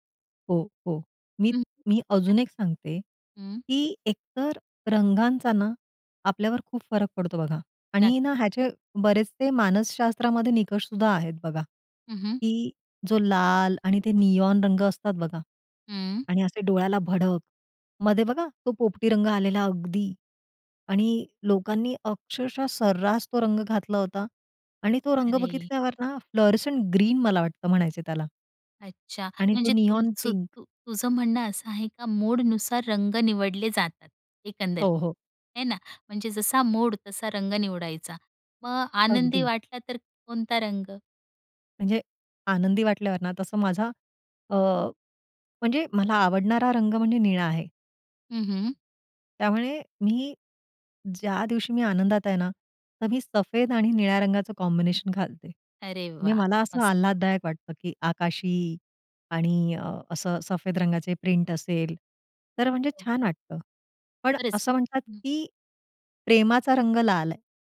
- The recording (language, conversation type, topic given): Marathi, podcast, कपडे निवडताना तुझा मूड किती महत्त्वाचा असतो?
- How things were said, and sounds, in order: unintelligible speech; tapping; in English: "फ्लोरसेंट ग्रीन"; in English: "नियोन पिंक"; in English: "कॉम्बिनेशन"